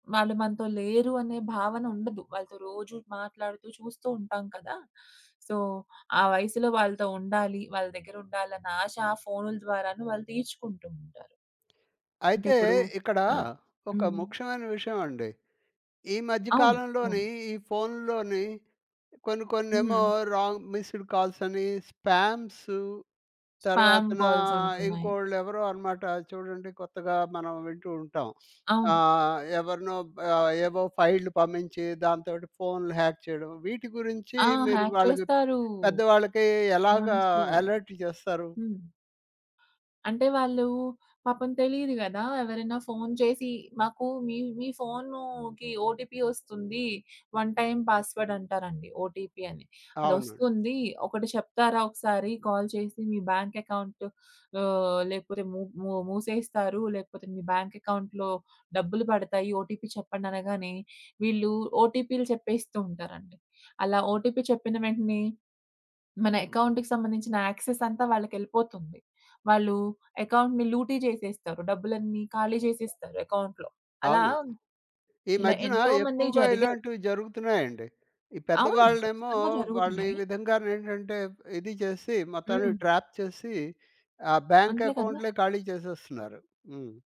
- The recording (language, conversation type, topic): Telugu, podcast, నీ ఇంట్లో పెద్దవారికి సాంకేతికత నేర్పేటప్పుడు నువ్వు అత్యంత కీలకంగా భావించే విషయం ఏమిటి?
- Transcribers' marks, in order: in English: "సో"; tapping; in English: "రాంగ్ మిస్డ్"; in English: "స్పామ్ కాల్స్"; sniff; in English: "ఫైల్"; in English: "హ్యాక్"; in English: "హ్యాక్"; other background noise; in English: "ఎలర్ట్"; in English: "ఓటీపీ"; in English: "వన్ టైమ్ పాస్‌వర్డ్"; in English: "ఓటీపీ"; in English: "కాల్"; in English: "బ్యాంక్ అకౌంట్"; in English: "బ్యాంక్ అకౌంట్‌లో"; in English: "ఓటీపీ"; in English: "ఓటీపీ"; in English: "ఎకౌంట్‌కి"; in English: "యాక్సెస్"; in English: "ఎకౌంట్‌ని"; in English: "ఎకౌంట్‌లో"; in English: "ట్రాప్"